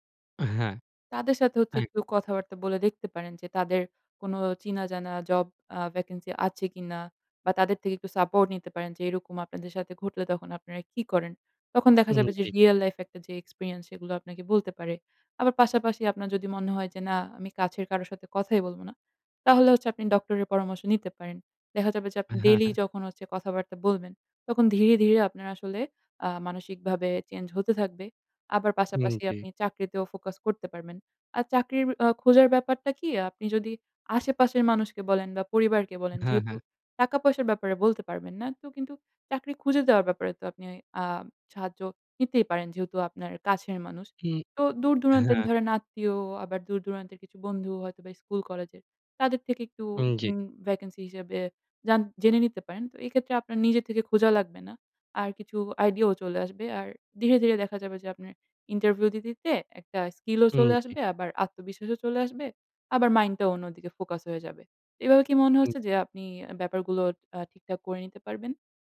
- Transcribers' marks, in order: in English: "এক্সপেরিয়েন্স"; tapping
- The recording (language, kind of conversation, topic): Bengali, advice, আপনার আর্থিক অনিশ্চয়তা নিয়ে ক্রমাগত উদ্বেগের অভিজ্ঞতা কেমন?